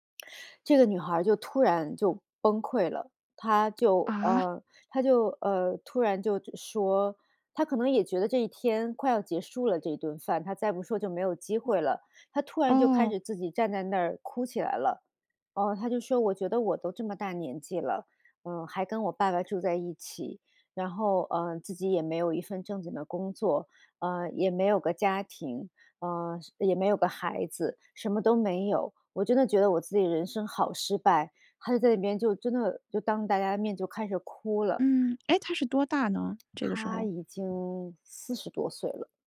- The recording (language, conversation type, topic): Chinese, podcast, 当说真话可能会伤到人时，你该怎么把握分寸？
- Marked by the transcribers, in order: other background noise; surprised: "啊？"